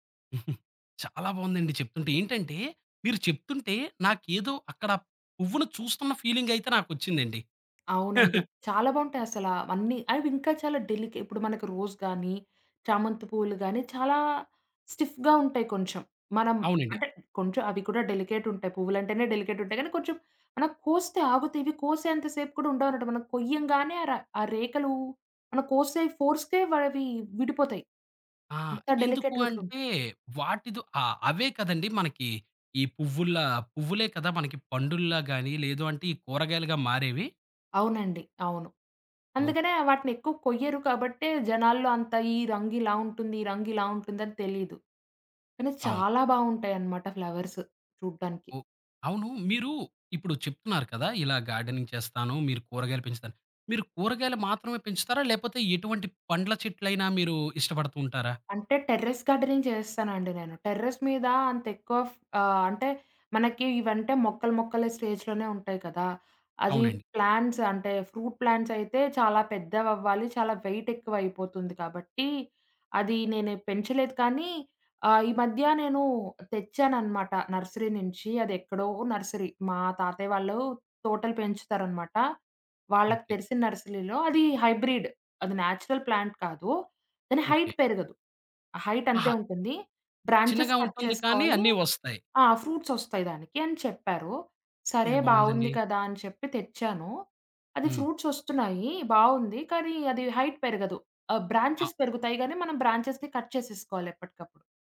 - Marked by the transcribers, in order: giggle; tapping; chuckle; other background noise; in English: "రోజ్"; in English: "స్టిఫ్‌గా"; in English: "ఫోర్స్‌కే"; in English: "డెలికేటెడ్‌గా"; in English: "ఫ్లవర్స్"; in English: "గార్డెనింగ్"; in English: "టెర్రెస్ గార్డెనింగ్"; in English: "టెర్రెస్"; in English: "స్టేజ్‌లోనే"; in English: "ప్లాంట్స్"; in English: "ఫ్రూట్"; in English: "వెయిట్"; in English: "నర్సరీ"; in English: "నర్సరీ"; in English: "నర్సరీలో"; in English: "హైబ్రిడ్"; in English: "నేచురల్ ప్లాంట్"; in English: "హైట్"; in English: "హైట్"; in English: "బ్రాంచెస్ కట్"; lip smack; in English: "హైట్"; in English: "బ్రాంచెస్"; in English: "బ్రాంచెస్‌ని కట్"
- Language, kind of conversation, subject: Telugu, podcast, హాబీలు మీ ఒత్తిడిని తగ్గించడంలో ఎలా సహాయపడతాయి?